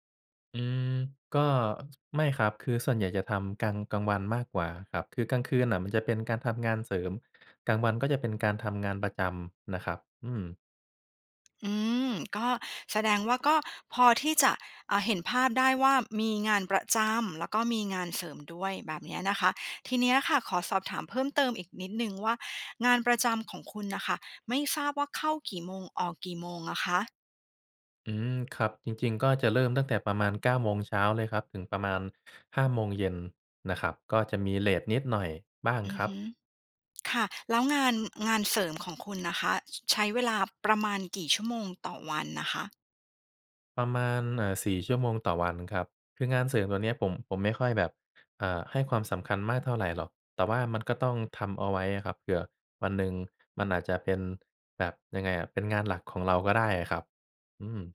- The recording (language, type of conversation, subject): Thai, advice, คุณรู้สึกอย่างไรกับการรักษาความสม่ำเสมอของกิจวัตรสุขภาพในช่วงที่งานยุ่ง?
- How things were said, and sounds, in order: none